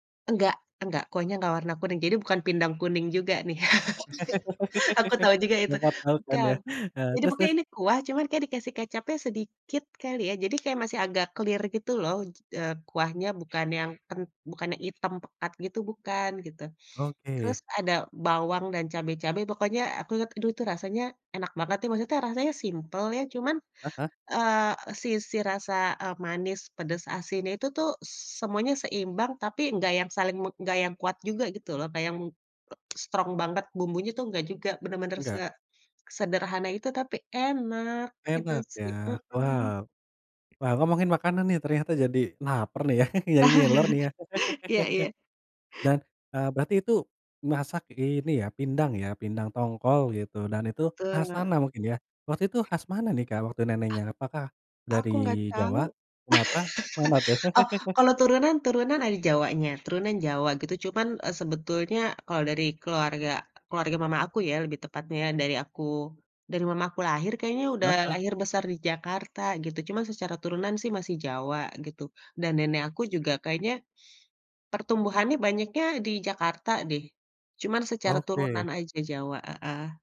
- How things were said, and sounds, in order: laugh; laughing while speaking: "Dekat laut kan ya?"; laugh; laughing while speaking: "aku tahu juga itu, bukan"; in English: "clear"; tapping; in English: "strong"; laughing while speaking: "ya"; laugh; other background noise; laugh; laugh
- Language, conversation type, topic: Indonesian, podcast, Ceritakan pengalaman memasak bersama keluarga yang paling hangat?